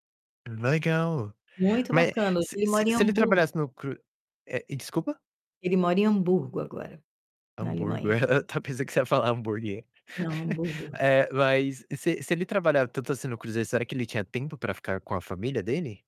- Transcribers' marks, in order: chuckle; laugh
- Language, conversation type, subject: Portuguese, unstructured, Como você costuma passar o tempo com sua família?